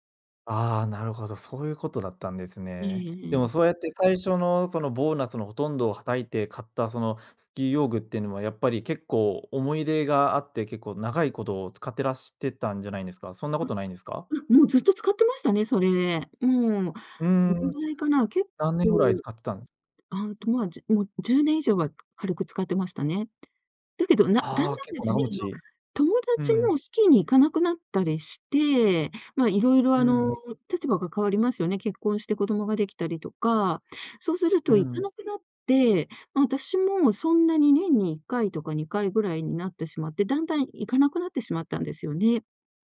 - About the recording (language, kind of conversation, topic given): Japanese, podcast, その趣味を始めたきっかけは何ですか？
- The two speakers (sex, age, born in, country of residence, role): female, 60-64, Japan, Japan, guest; male, 25-29, Japan, Germany, host
- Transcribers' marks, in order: unintelligible speech; tapping